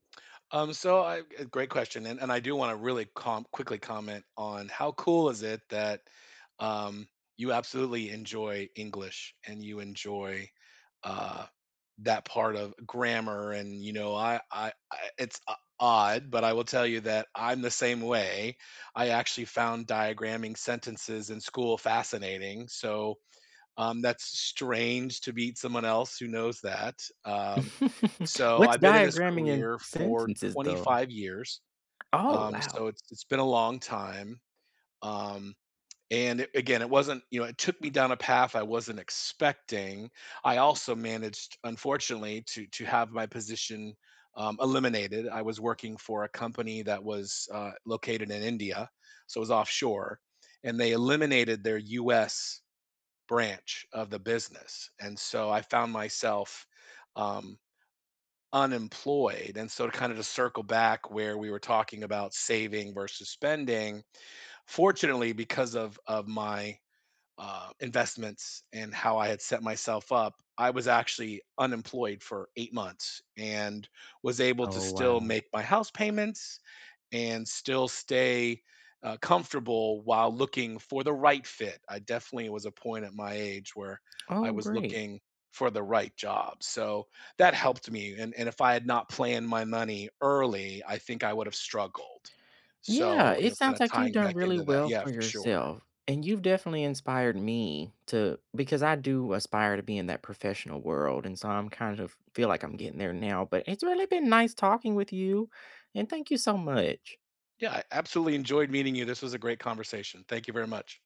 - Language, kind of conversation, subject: English, unstructured, How do you balance enjoying money now versus saving for later?
- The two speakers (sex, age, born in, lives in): male, 30-34, United States, United States; male, 50-54, United States, United States
- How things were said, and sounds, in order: chuckle